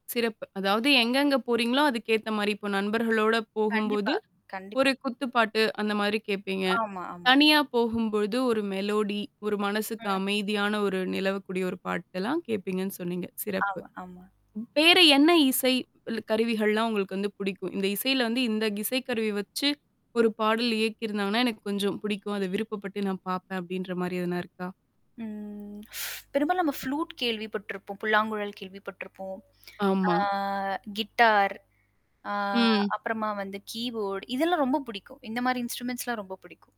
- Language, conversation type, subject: Tamil, podcast, மொழி மாறினால் உங்கள் இசை ரசனை பாதிக்குமா?
- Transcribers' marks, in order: unintelligible speech; tapping; static; in English: "மெலோடி"; other background noise; other noise; "இசை" said as "கிசை"; horn; teeth sucking; in English: "ஃப்ளூட்"; drawn out: "ஆ"; in English: "கிட்டார்"; in English: "கீபோர்டு"; in English: "இன்ஸ்ட்ருமெண்ட்ஸ்லாம்"